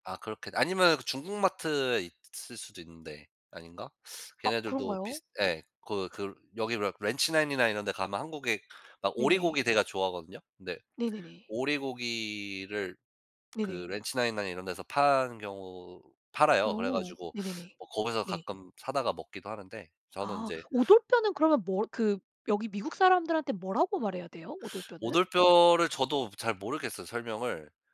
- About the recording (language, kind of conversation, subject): Korean, unstructured, 자신만의 스트레스 해소법이 있나요?
- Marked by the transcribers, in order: other background noise